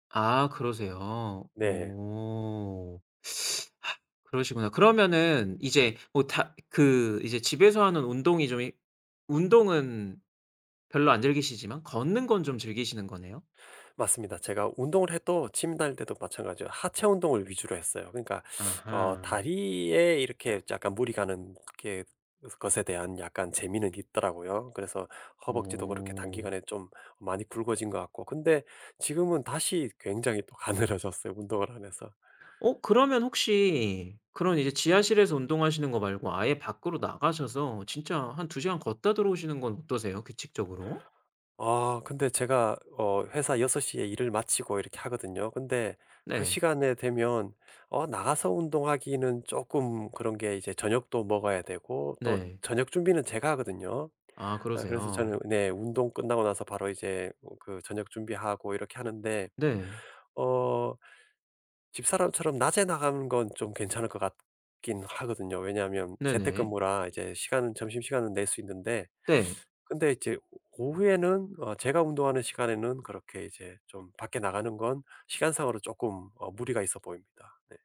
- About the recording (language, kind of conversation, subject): Korean, advice, 바쁜 일정 때문에 규칙적으로 운동하지 못하는 상황을 어떻게 설명하시겠어요?
- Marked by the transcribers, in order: laughing while speaking: "가늘어졌어요"; tapping; other background noise